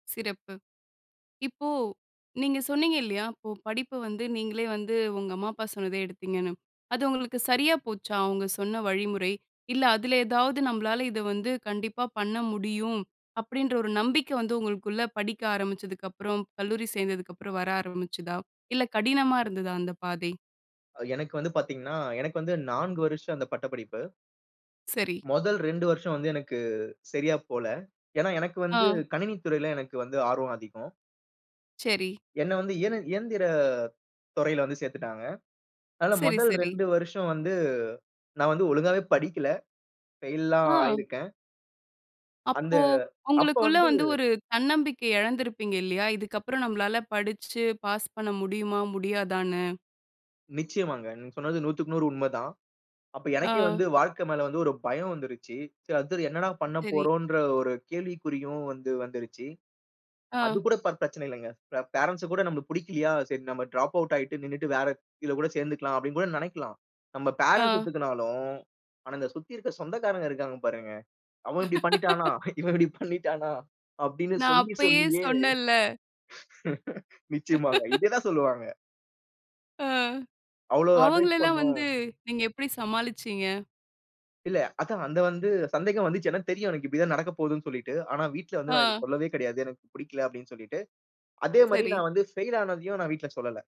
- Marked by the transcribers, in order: "துறையில" said as "தொறையில"; in English: "ஃபெயில்லாம்"; in English: "டிராப் அவுட்"; laugh; laughing while speaking: "பண்ணிட்டானா? இவன் இப்பிடி பண்ணிட்டானா?"; laugh; in English: "அட்வைஸ்"; in English: "ஃபெயில்"
- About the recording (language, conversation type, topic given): Tamil, podcast, சுய சந்தேகத்தை நீங்கள் எப்படி சமாளிப்பீர்கள்?